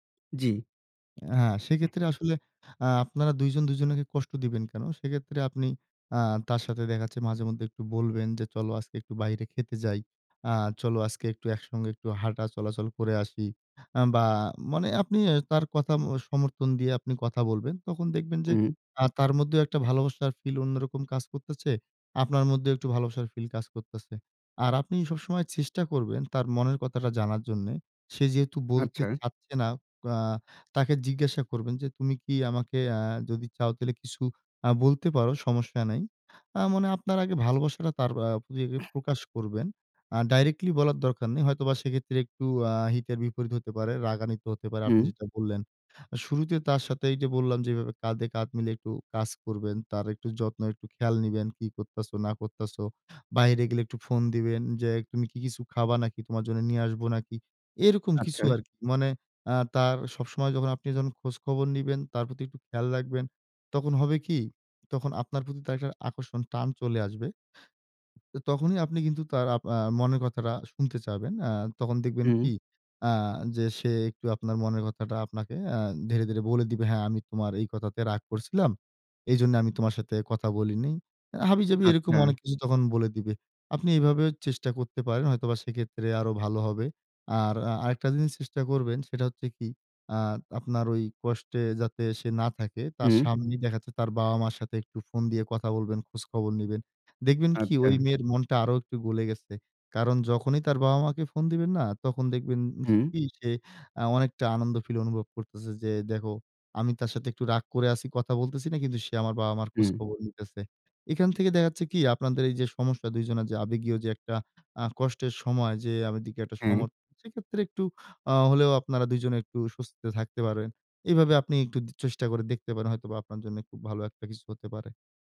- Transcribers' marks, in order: other noise
- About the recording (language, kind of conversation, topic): Bengali, advice, কঠিন সময়ে আমি কীভাবে আমার সঙ্গীকে আবেগীয় সমর্থন দিতে পারি?